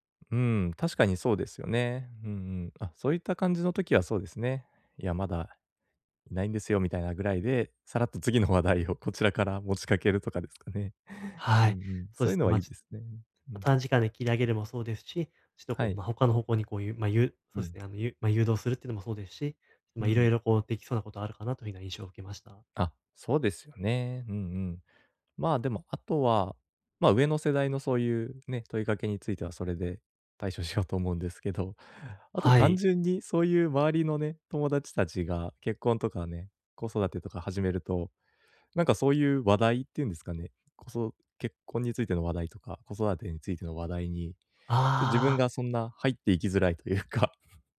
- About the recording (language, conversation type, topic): Japanese, advice, 周囲と比べて進路の決断を急いでしまうとき、どうすればいいですか？
- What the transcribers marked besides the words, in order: none